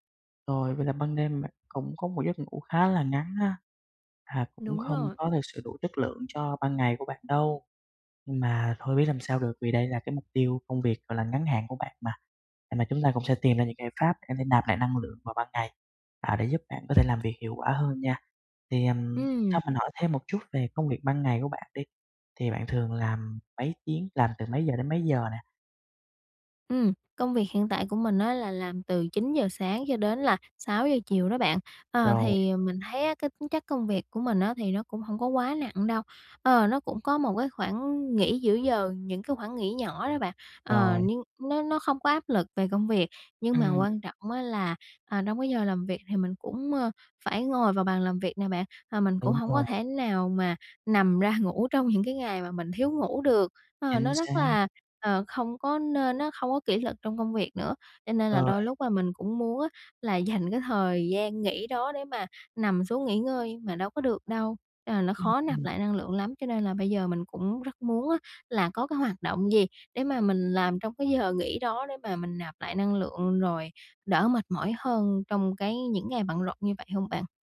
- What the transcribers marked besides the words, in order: other background noise; laughing while speaking: "ra ngủ trong những cái ngày mà mình thiếu ngủ được"; laughing while speaking: "dành"
- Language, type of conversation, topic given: Vietnamese, advice, Làm sao để nạp lại năng lượng hiệu quả khi mệt mỏi và bận rộn?